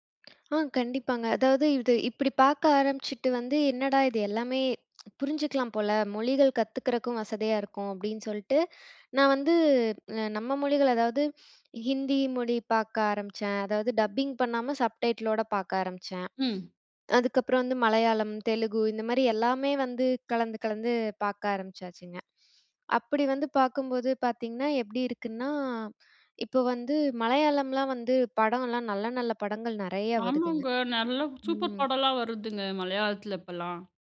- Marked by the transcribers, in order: other background noise; tsk; breath; in English: "டப்பிங்"; in English: "சப்டைட்டிலோட"
- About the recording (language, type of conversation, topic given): Tamil, podcast, சப்டைட்டில்கள் அல்லது டப்பிங் காரணமாக நீங்கள் வேறு மொழிப் படங்களை கண்டுபிடித்து ரசித்திருந்தீர்களா?